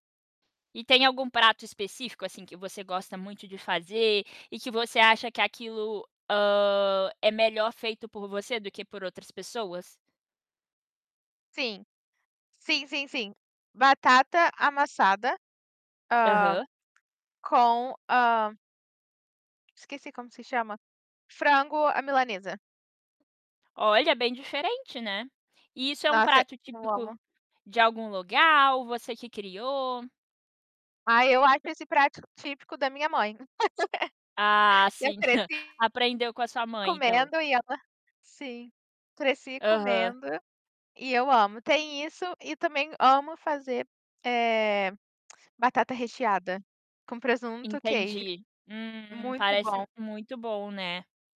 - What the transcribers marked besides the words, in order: tapping; other background noise; laugh; chuckle; distorted speech; tongue click
- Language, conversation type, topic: Portuguese, podcast, Que história engraçada aconteceu com você enquanto estava cozinhando?